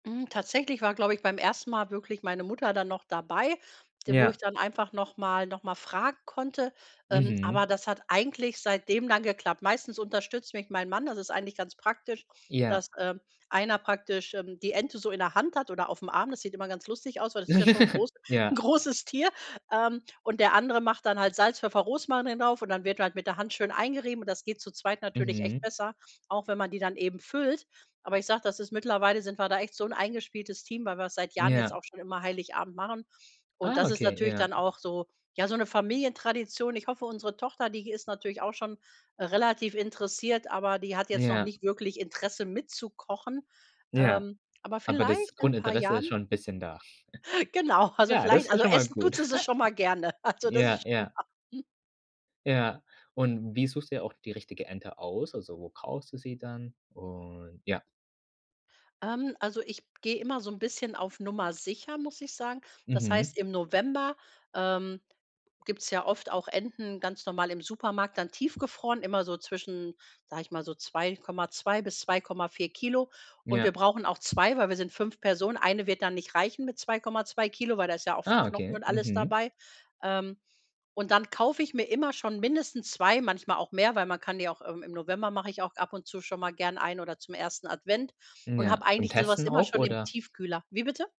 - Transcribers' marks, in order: chuckle; laughing while speaking: "'n großes Tier"; chuckle; chuckle; laughing while speaking: "das ist schon mal"; tapping
- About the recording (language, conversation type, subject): German, podcast, Welche Rolle spielen Feiertage für eure Familienrezepte?